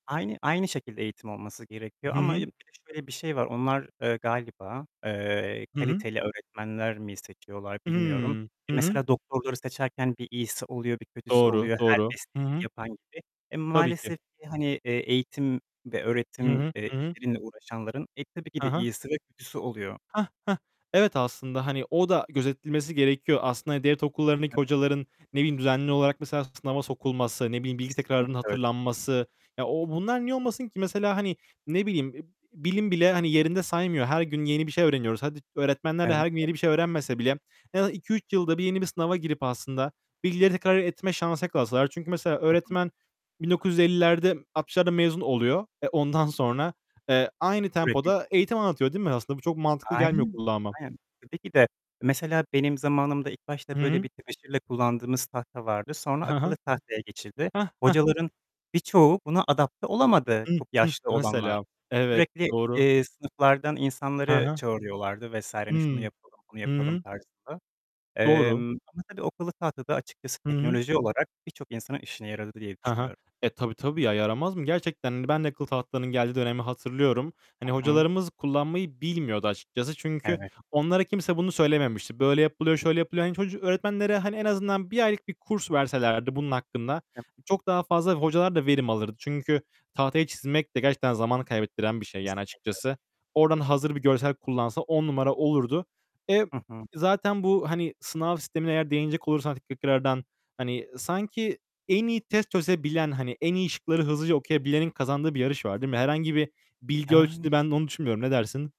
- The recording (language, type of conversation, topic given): Turkish, unstructured, Eğitim sisteminde en çok neyi değiştirmek isterdin?
- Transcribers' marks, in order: distorted speech; tapping; unintelligible speech; other background noise; unintelligible speech; mechanical hum